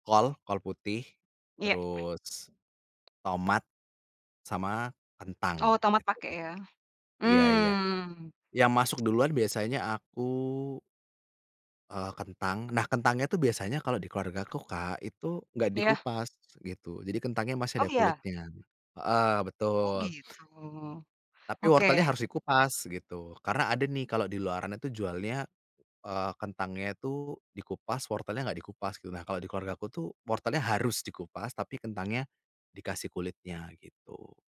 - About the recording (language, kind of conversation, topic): Indonesian, podcast, Apa saja langkah mudah untuk membuat sup yang rasanya benar-benar mantap?
- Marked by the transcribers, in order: other background noise